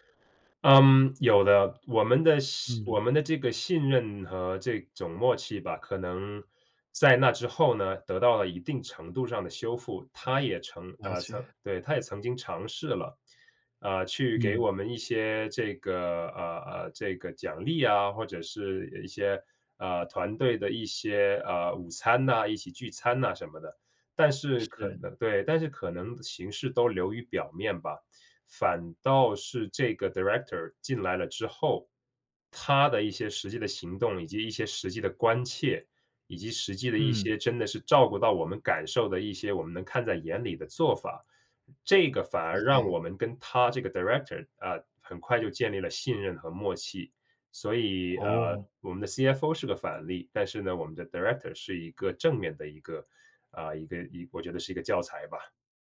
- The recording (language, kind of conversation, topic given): Chinese, podcast, 在团队里如何建立信任和默契？
- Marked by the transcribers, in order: other background noise; in English: "director"; in English: "director"; in English: "director"